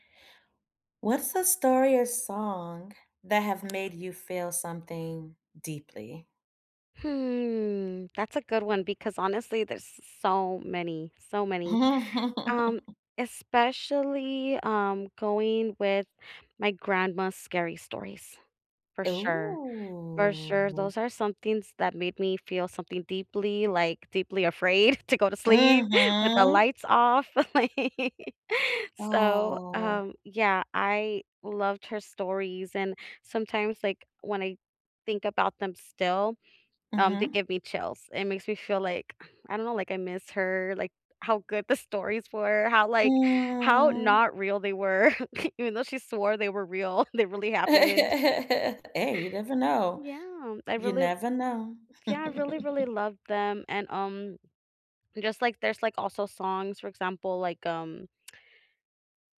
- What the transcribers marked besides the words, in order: drawn out: "Hmm"; other background noise; laugh; drawn out: "Ooh"; stressed: "sleep"; chuckle; laugh; drawn out: "Oh"; drawn out: "Mm"; chuckle; laughing while speaking: "real"; laugh; chuckle; lip smack
- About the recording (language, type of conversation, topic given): English, unstructured, What’s a story or song that made you feel something deeply?